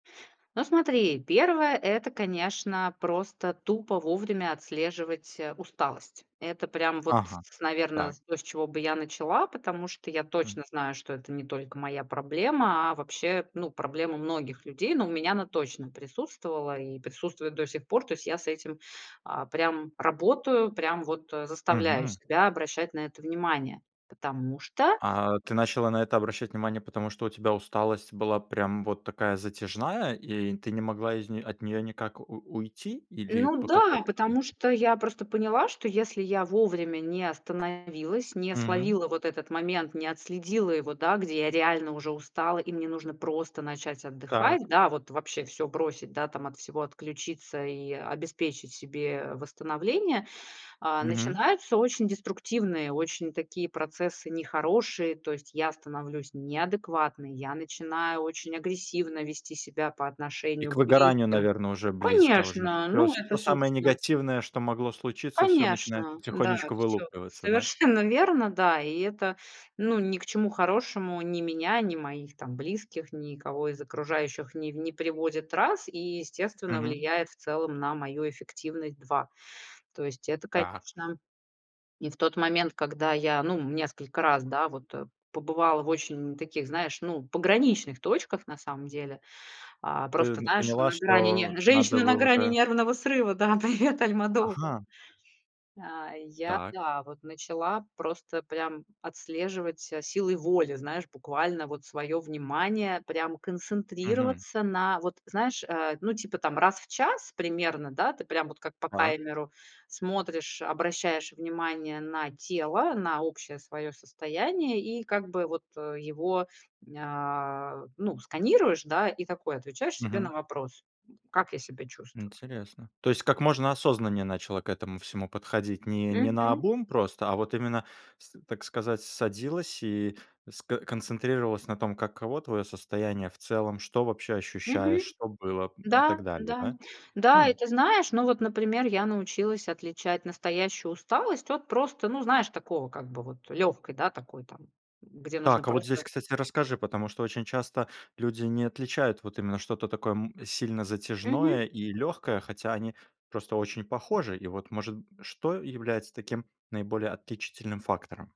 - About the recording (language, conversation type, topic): Russian, podcast, Какие привычки помогают быть внимательнее к телу?
- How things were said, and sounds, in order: laughing while speaking: "совершенно"; laughing while speaking: "привет"